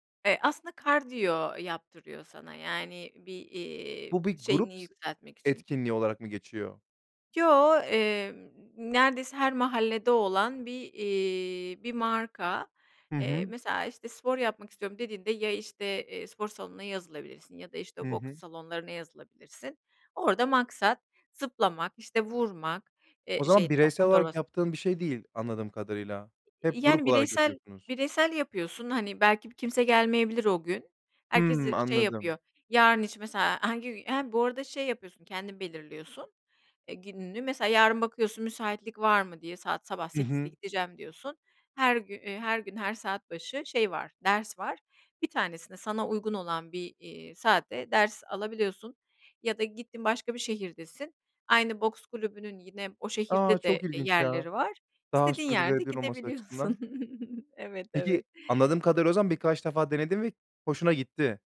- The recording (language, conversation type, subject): Turkish, podcast, Hobilerini aile ve iş hayatınla nasıl dengeliyorsun?
- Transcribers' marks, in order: laughing while speaking: "gidebiliyorsun"